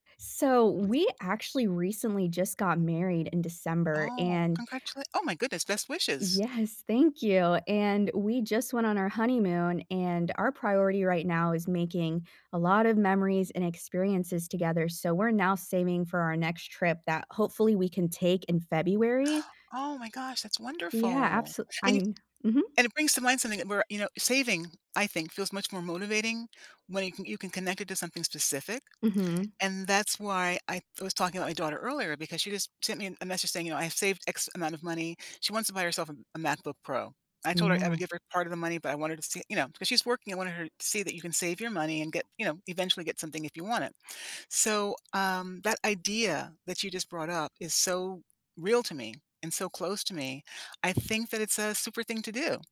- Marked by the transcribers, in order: gasp
- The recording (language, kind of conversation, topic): English, unstructured, How can I balance saving for the future with small treats?